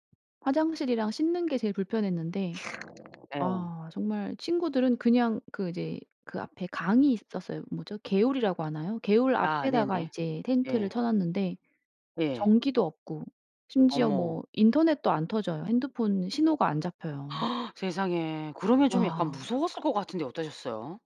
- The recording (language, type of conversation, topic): Korean, podcast, 캠핑 초보에게 가장 중요한 팁은 무엇이라고 생각하시나요?
- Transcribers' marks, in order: tapping; other noise; other background noise; gasp